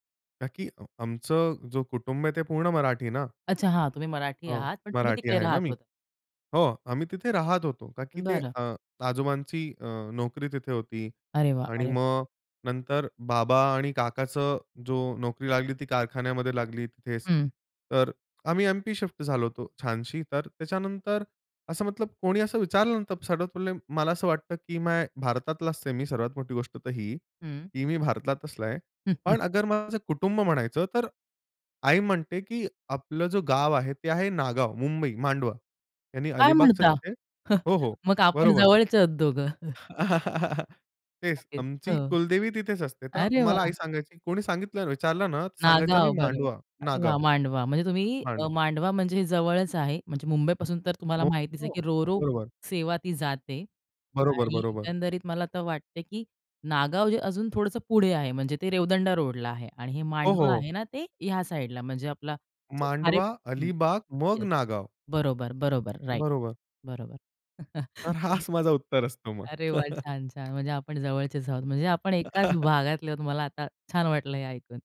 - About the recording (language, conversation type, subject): Marathi, podcast, तुमचं कुटुंब मूळचं कुठलं आहे?
- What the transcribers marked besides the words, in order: "कारण की" said as "का की"; chuckle; surprised: "काय म्हणता?"; chuckle; chuckle; tapping; in English: "राइट"; chuckle; laughing while speaking: "तर हाच माझा उत्तर"; chuckle; chuckle